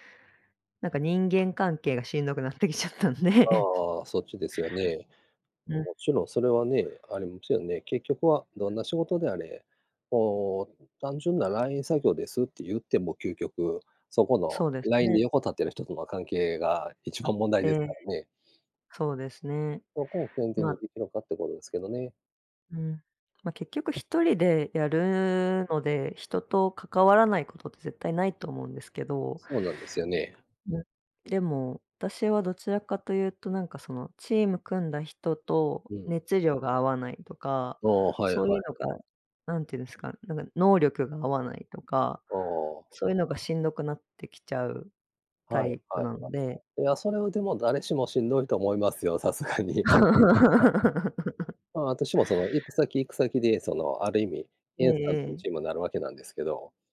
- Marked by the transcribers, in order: laughing while speaking: "しんどくなってきちゃったんで"; laugh; unintelligible speech
- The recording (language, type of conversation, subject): Japanese, unstructured, 仕事で一番嬉しかった経験は何ですか？
- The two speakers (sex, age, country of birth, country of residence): female, 30-34, Japan, Japan; male, 50-54, Japan, Japan